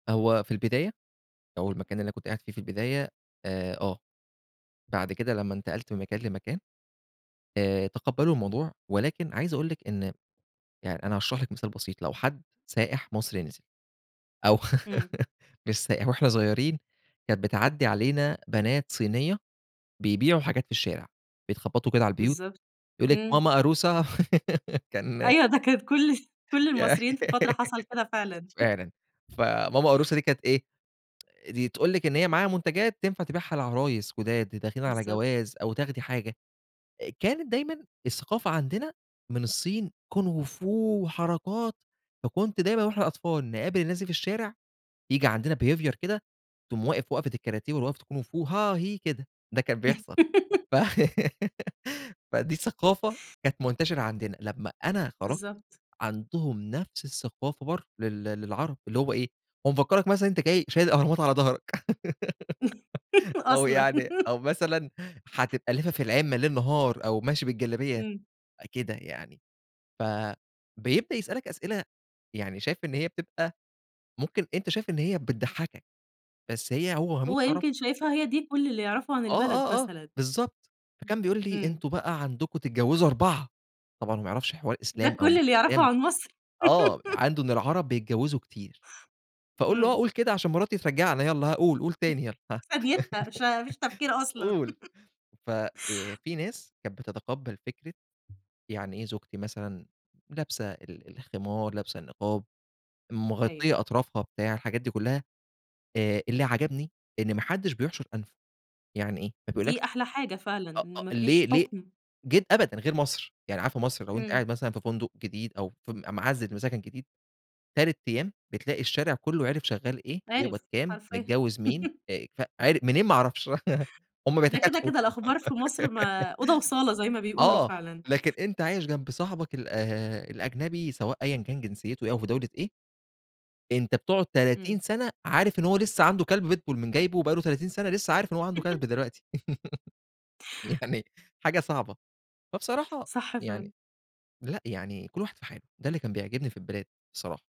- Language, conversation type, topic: Arabic, podcast, إيه التحديات اللي بتواجه العيلة لما تنتقل تعيش في بلد جديد؟
- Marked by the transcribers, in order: giggle; giggle; other background noise; chuckle; tsk; in English: "behaviour"; giggle; put-on voice: "ها هِيْ"; giggle; chuckle; laughing while speaking: "أصلًا"; giggle; giggle; other noise; chuckle; giggle; laugh; chuckle; giggle; chuckle; laugh